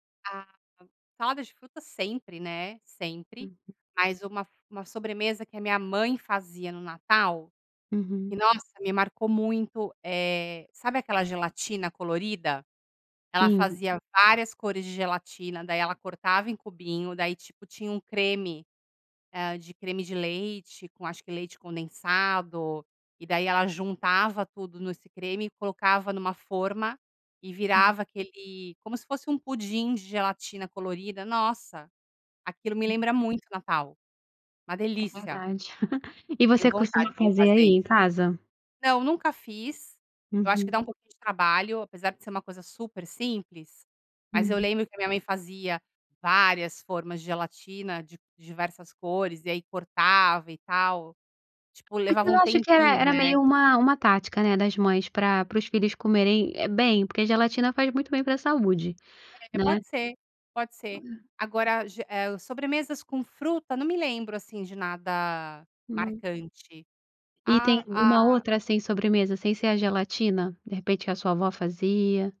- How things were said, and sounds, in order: "nesse" said as "nuesse"; giggle; other background noise
- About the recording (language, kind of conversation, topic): Portuguese, podcast, Qual é uma comida tradicional que reúne a sua família?